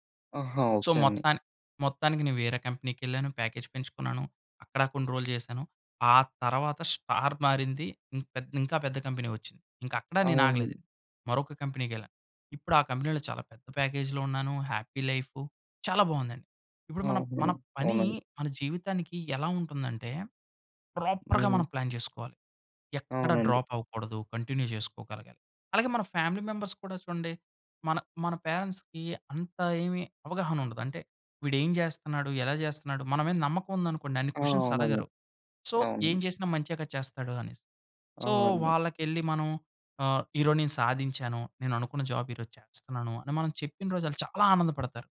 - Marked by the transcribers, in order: in English: "ప్యాకేజ్"; in English: "స్టార్"; in English: "కంపెనీ"; in English: "కంపెనీలో"; in English: "ప్యాకేజ్‌లో"; in English: "ప్రాపర్‌గా"; in English: "ప్లాన్"; in English: "డ్రాప్"; in English: "కంటిన్యూ"; in English: "ఫ్యామిలీ మెంబర్స్"; in English: "పేరెంట్స్‌కి"; in English: "క్వెశ్చన్స్"; in English: "సో"; in English: "సో"; in English: "జాబ్"
- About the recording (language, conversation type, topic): Telugu, podcast, మీ పని మీ జీవితానికి ఎలాంటి అర్థం ఇస్తోంది?